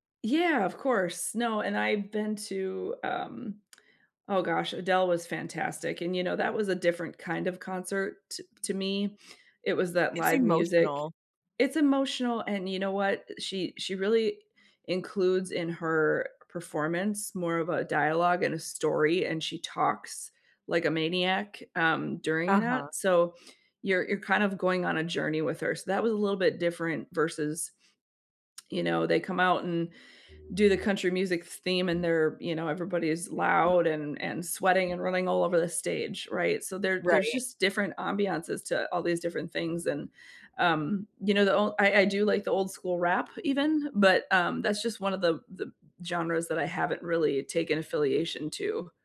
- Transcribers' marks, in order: other background noise
- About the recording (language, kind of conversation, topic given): English, unstructured, What kind of music makes you feel happiest?